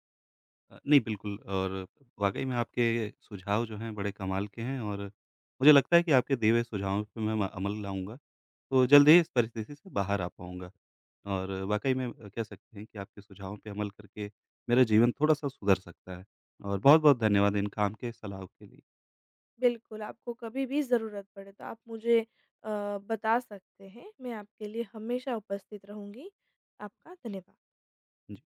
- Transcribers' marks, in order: tapping
- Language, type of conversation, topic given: Hindi, advice, मासिक खर्चों का हिसाब न रखने की आदत के कारण आपको किस बात का पछतावा होता है?